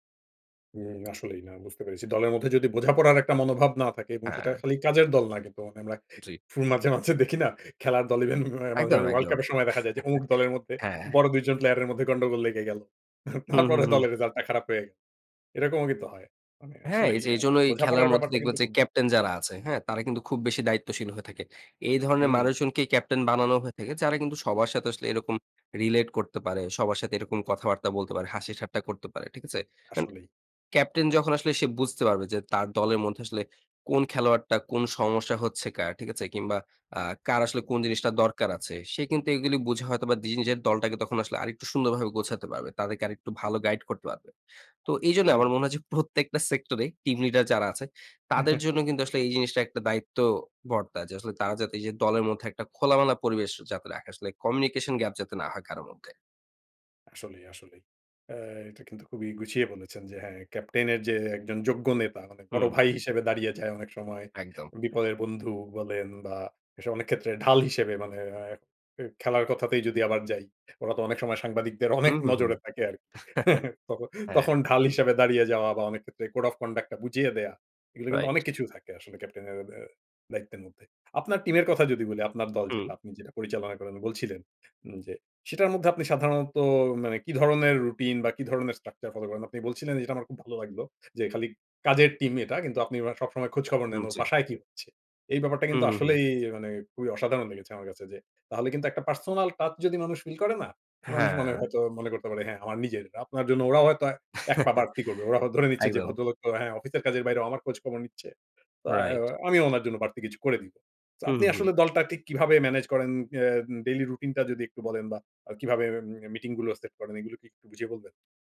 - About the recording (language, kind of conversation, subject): Bengali, podcast, কীভাবে দলের মধ্যে খোলামেলা যোগাযোগ রাখা যায়?
- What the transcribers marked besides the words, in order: laughing while speaking: "মাঝে, মাঝে দেখি না? খেলার দল ইভেন মাঝে, মাঝে"; chuckle; laughing while speaking: "তারপরে দলের রেজাল্টটা খারাপ হয়"; in English: "relate"; laughing while speaking: "প্রত্যেকটা সেক্টরে"; chuckle; in English: "communication gap"; chuckle; chuckle; in English: "code of conduct"; in English: "structure"; in English: "personal touch"; chuckle